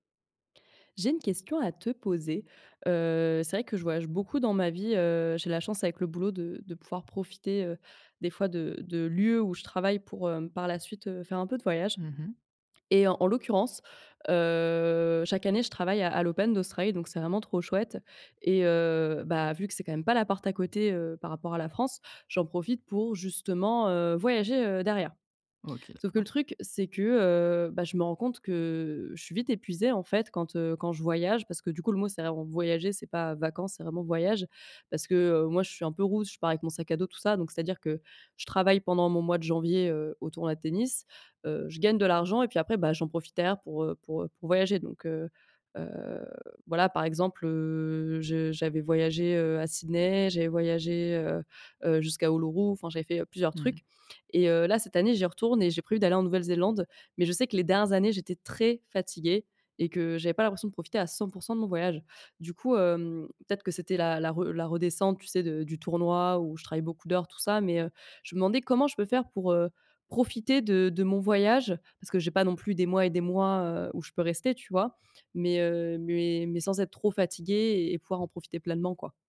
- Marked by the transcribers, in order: drawn out: "heu"; in English: "roots"; stressed: "très"
- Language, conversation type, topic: French, advice, Comment éviter l’épuisement et rester en forme pendant un voyage ?